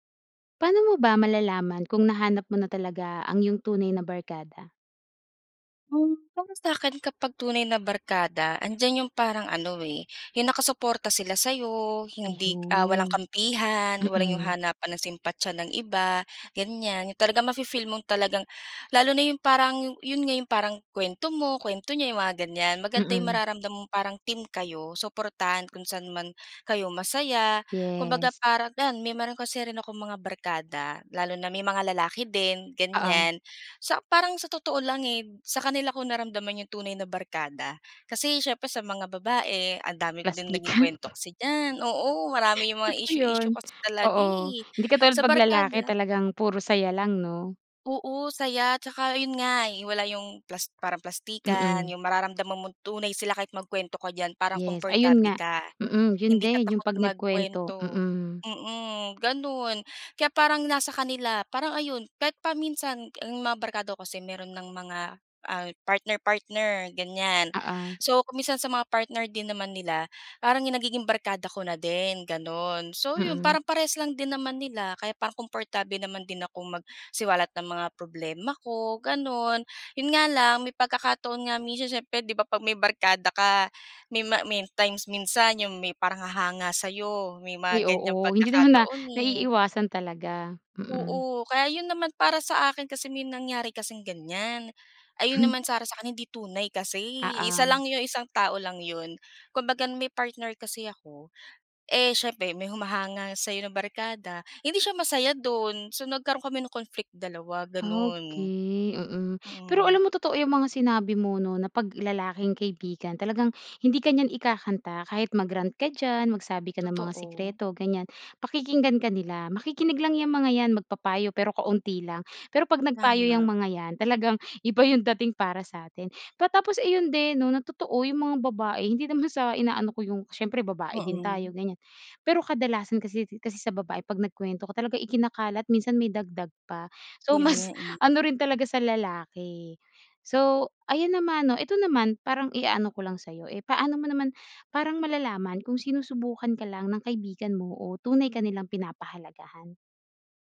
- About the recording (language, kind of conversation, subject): Filipino, podcast, Paano mo malalaman kung nahanap mo na talaga ang tunay mong barkada?
- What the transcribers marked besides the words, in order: chuckle